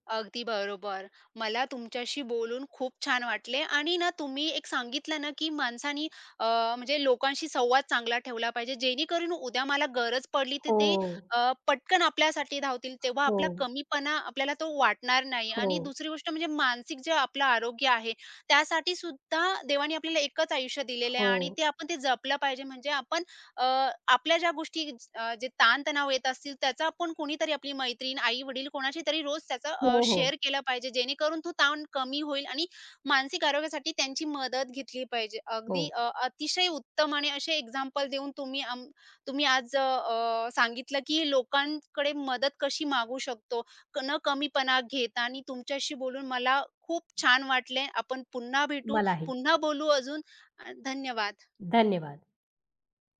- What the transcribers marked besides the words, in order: other background noise; in English: "शेअर"; tapping
- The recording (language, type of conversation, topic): Marathi, podcast, मदत मागताना वाटणारा संकोच आणि अहंभाव कमी कसा करावा?